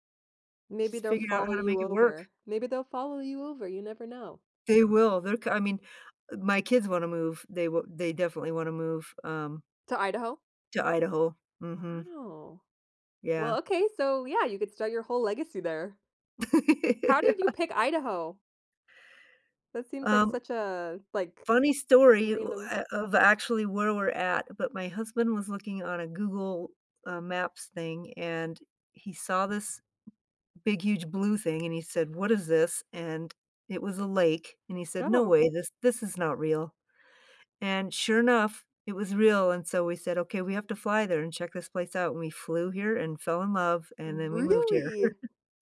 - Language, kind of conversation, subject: English, unstructured, What do you like doing for fun with friends?
- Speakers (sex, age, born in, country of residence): female, 30-34, United States, United States; female, 60-64, United States, United States
- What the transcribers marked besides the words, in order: laugh; laughing while speaking: "Yeah"; other background noise; tapping; surprised: "Really?"; chuckle